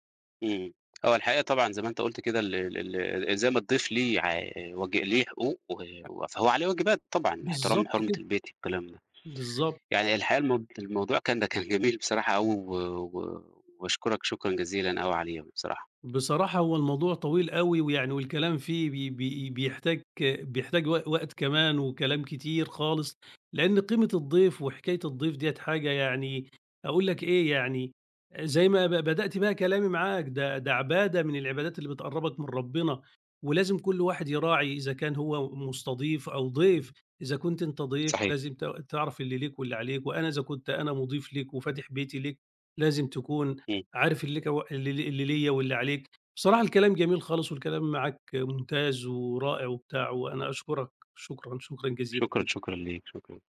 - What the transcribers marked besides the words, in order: tapping; laughing while speaking: "ده كان جميل"
- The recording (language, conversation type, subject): Arabic, podcast, إيه معنى الضيافة بالنسبالكوا؟